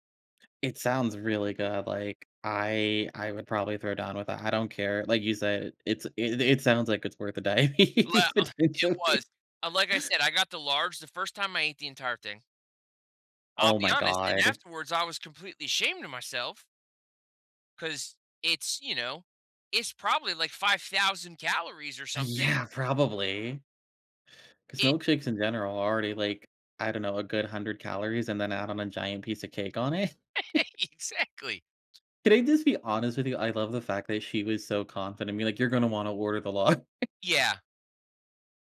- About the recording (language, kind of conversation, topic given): English, unstructured, How should I split a single dessert or shared dishes with friends?
- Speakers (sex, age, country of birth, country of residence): male, 30-34, United States, United States; male, 35-39, United States, United States
- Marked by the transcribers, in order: other background noise; laughing while speaking: "diabetes, potentially"; "Well" said as "Lell"; other noise; laugh; laughing while speaking: "Exactly"; laughing while speaking: "it"; chuckle; laughing while speaking: "lar"; chuckle